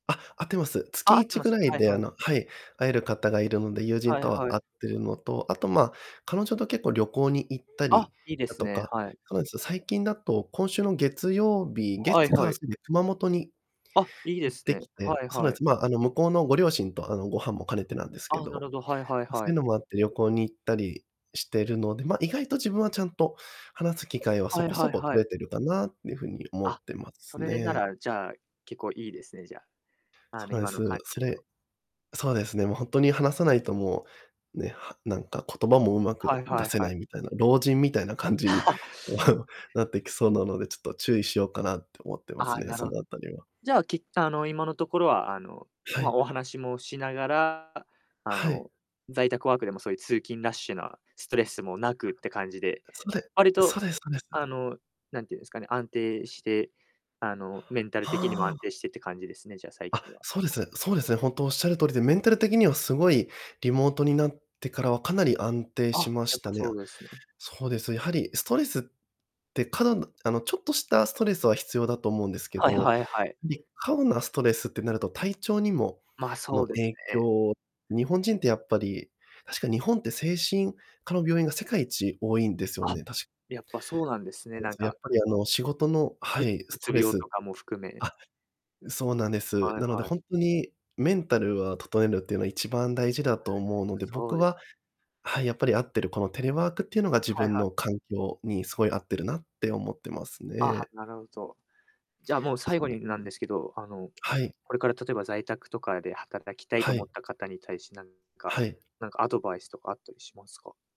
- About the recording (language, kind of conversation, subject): Japanese, podcast, テレワークの作業環境はどのように整えていますか？
- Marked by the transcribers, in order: other background noise; distorted speech; chuckle; background speech